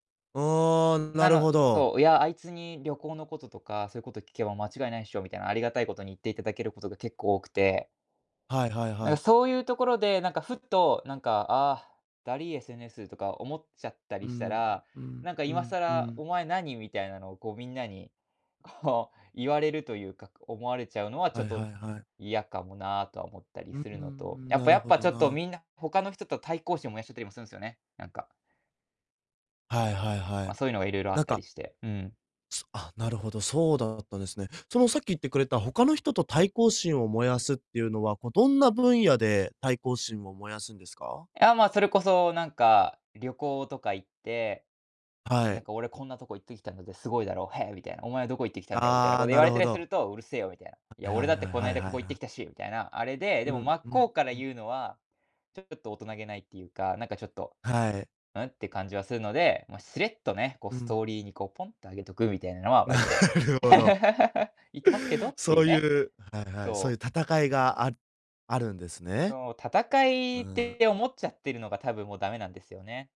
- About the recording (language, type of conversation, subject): Japanese, advice, SNSで見せる自分と実生活のギャップに疲れているのはなぜですか？
- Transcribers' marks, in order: laughing while speaking: "こう"; laughing while speaking: "なるほど"; laugh